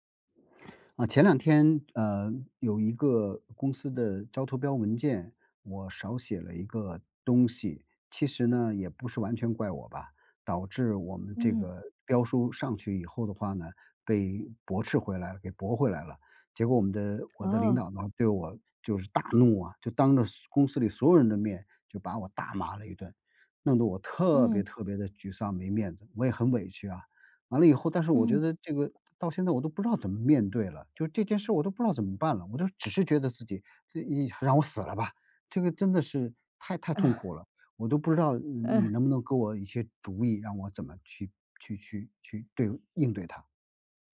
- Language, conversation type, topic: Chinese, advice, 上司当众批评我后，我该怎么回应？
- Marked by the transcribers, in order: other background noise